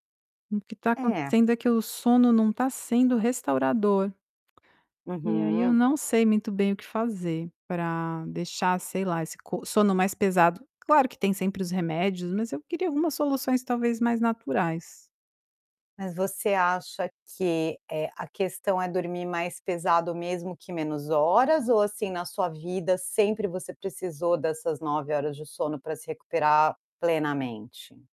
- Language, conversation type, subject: Portuguese, advice, Por que sinto exaustão constante mesmo dormindo o suficiente?
- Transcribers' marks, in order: distorted speech; tapping